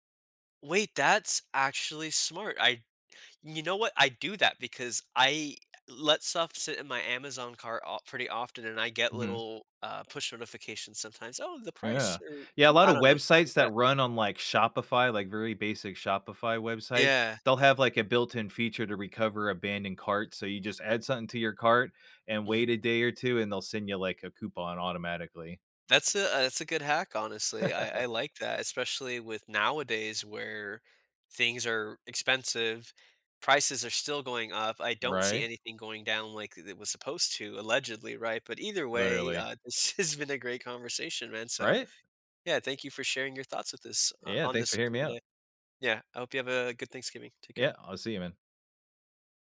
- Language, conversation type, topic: English, unstructured, How do I balance watching a comfort favorite and trying something new?
- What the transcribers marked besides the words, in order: put-on voice: "Oh, the price, or cou"; laugh; laughing while speaking: "this has"; tapping